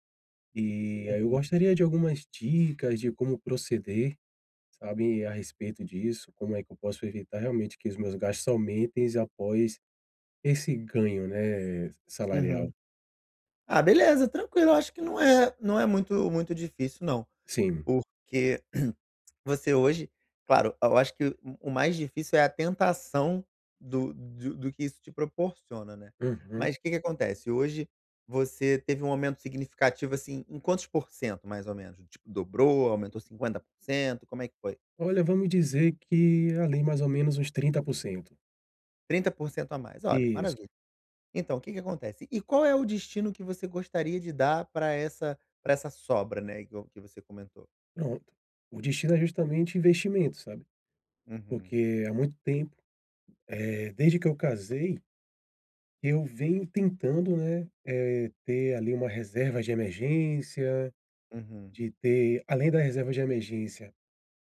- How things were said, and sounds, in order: throat clearing
- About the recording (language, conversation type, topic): Portuguese, advice, Como posso evitar que meus gastos aumentem quando eu receber um aumento salarial?